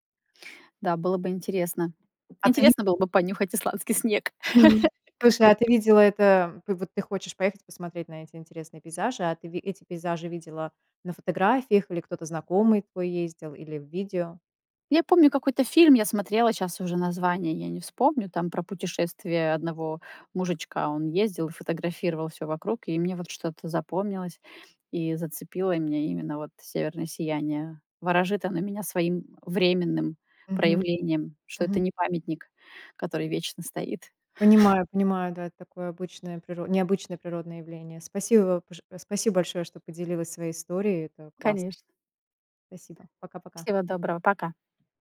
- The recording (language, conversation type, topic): Russian, podcast, Есть ли природный пейзаж, который ты мечтаешь увидеть лично?
- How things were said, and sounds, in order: tapping; laughing while speaking: "исландский снег"; chuckle; laugh; laugh